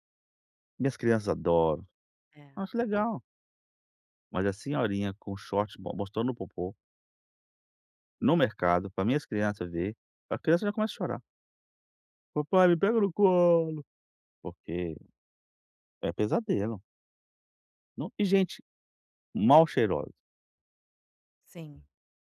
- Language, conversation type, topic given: Portuguese, advice, Como posso agir sem medo da desaprovação social?
- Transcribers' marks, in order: in English: "short"; put-on voice: "papai, me pega no colo"